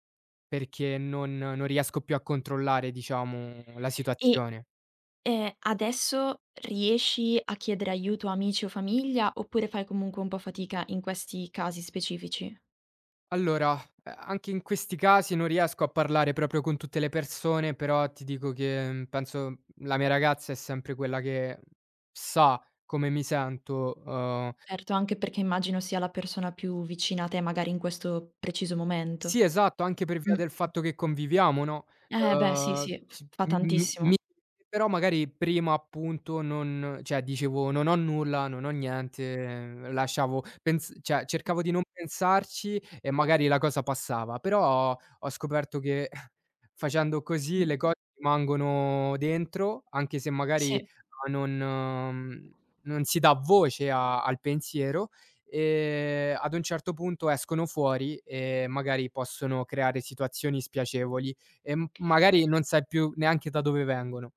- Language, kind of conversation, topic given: Italian, podcast, Come cerchi supporto da amici o dalla famiglia nei momenti difficili?
- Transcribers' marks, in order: unintelligible speech; chuckle; tapping; other background noise